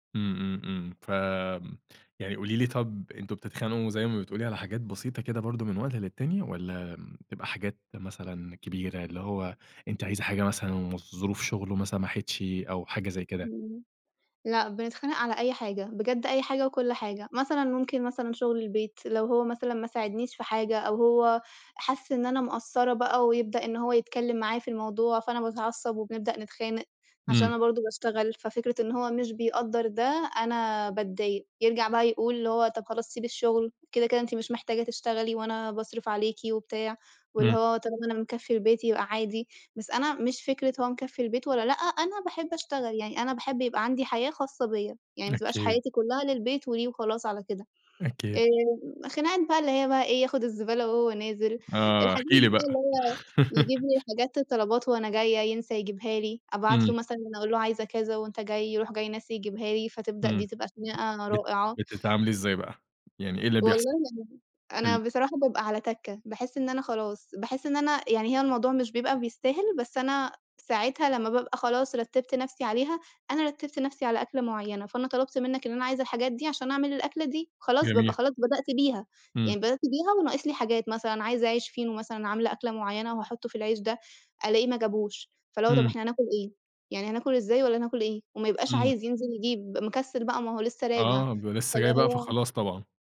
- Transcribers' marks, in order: unintelligible speech; giggle; unintelligible speech
- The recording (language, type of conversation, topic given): Arabic, podcast, إزاي بتتعاملوا عادةً مع الخلافات في البيت؟
- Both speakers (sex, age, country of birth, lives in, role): female, 25-29, Egypt, Italy, guest; male, 30-34, Egypt, Egypt, host